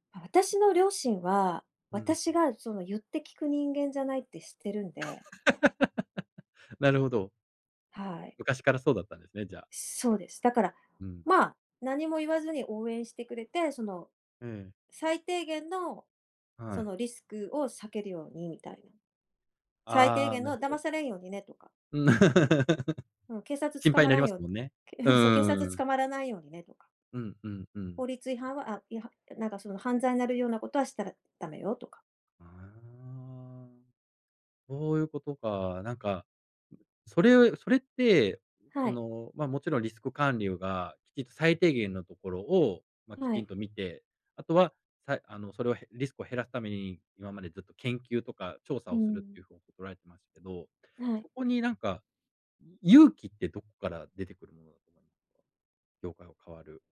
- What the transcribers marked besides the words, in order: laugh; laugh; other noise
- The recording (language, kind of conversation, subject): Japanese, podcast, 未経験の業界に飛び込む勇気は、どうやって出しましたか？